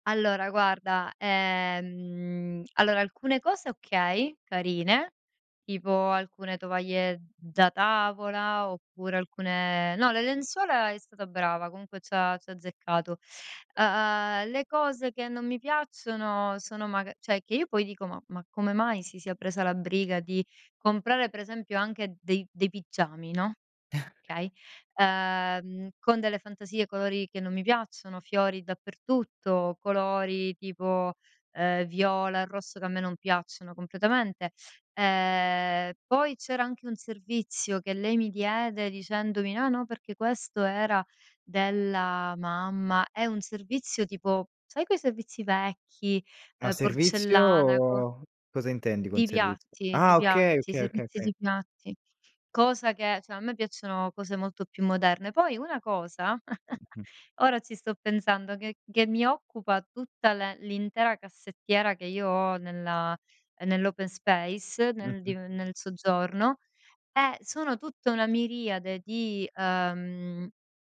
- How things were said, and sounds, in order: "cioè" said as "ceh"; chuckle; "okay" said as "kay"; "cioè" said as "ceh"; other background noise; giggle
- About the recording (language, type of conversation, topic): Italian, advice, Perché faccio fatica a buttare via oggetti con valore sentimentale anche se non mi servono più?